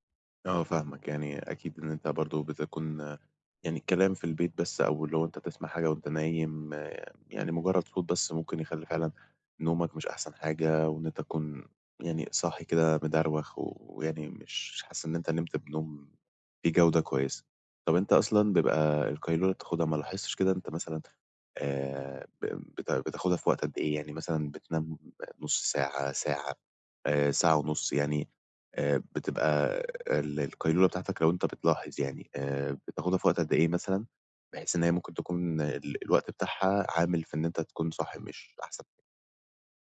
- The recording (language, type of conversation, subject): Arabic, advice, إزاي أختار مكان هادي ومريح للقيلولة؟
- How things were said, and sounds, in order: tapping